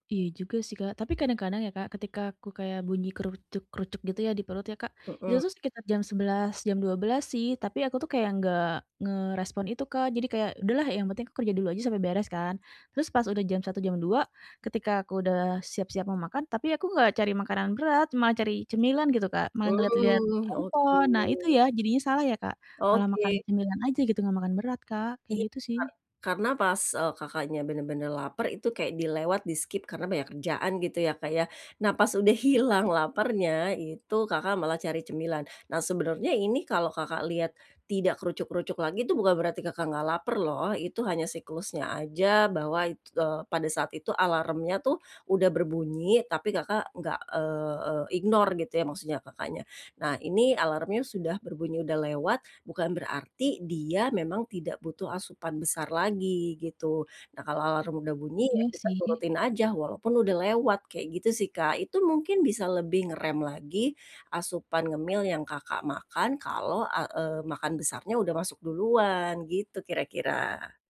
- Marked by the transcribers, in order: other background noise; drawn out: "Mmm"; in English: "ignore"
- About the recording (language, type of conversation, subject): Indonesian, advice, Bagaimana saya bisa menata pola makan untuk mengurangi kecemasan?